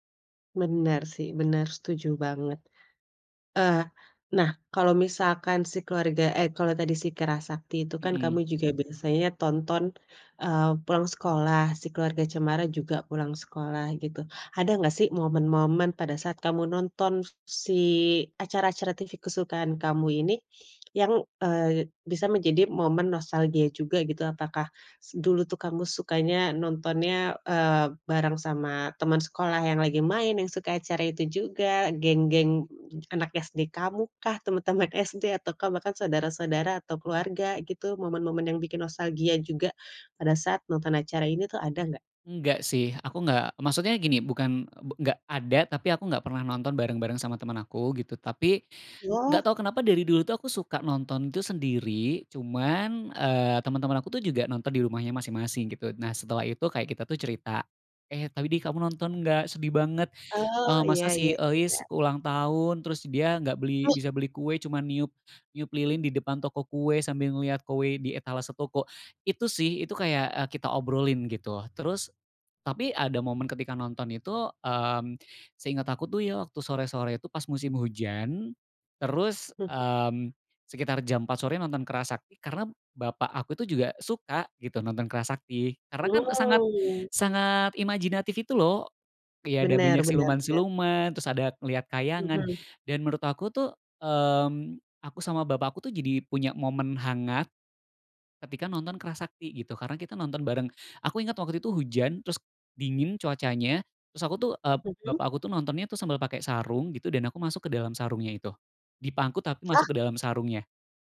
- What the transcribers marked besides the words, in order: "tadi" said as "tabedi"; tapping; other noise
- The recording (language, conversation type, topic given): Indonesian, podcast, Apa acara TV masa kecil yang masih kamu ingat sampai sekarang?
- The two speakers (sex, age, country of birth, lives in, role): female, 35-39, Indonesia, Indonesia, host; male, 35-39, Indonesia, Indonesia, guest